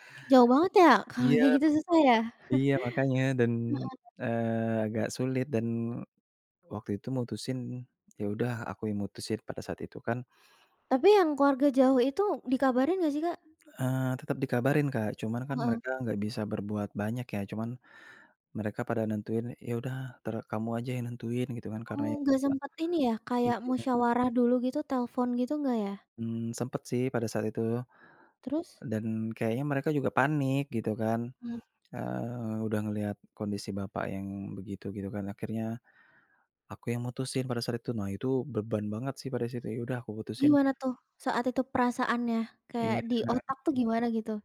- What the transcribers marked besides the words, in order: other background noise; chuckle; unintelligible speech
- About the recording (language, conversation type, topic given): Indonesian, podcast, Gimana cara kamu menimbang antara hati dan logika?